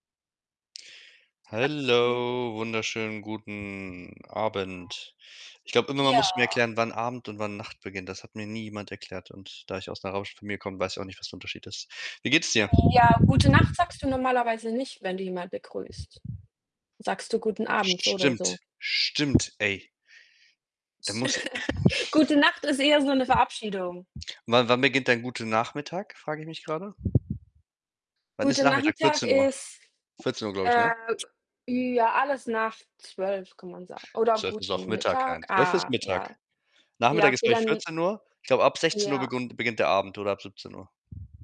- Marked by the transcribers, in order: drawn out: "Hallo"; unintelligible speech; other background noise; wind; tapping; laugh; unintelligible speech
- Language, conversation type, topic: German, unstructured, Welcher Film hat dich zuletzt begeistert?